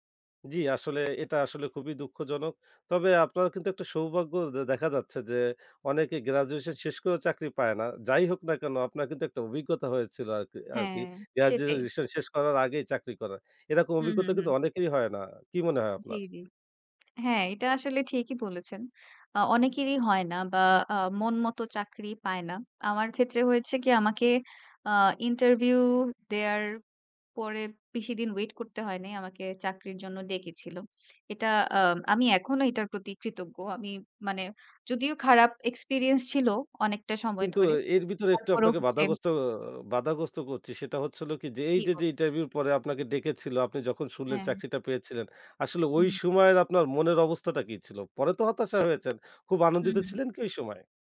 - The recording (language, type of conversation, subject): Bengali, podcast, তোমার জীবনের সবচেয়ে বড় পরিবর্তন কীভাবে ঘটল?
- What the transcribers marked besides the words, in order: tapping; "গ্র্যাজুয়েশন" said as "গ্র্যাজুয়েয়েশ"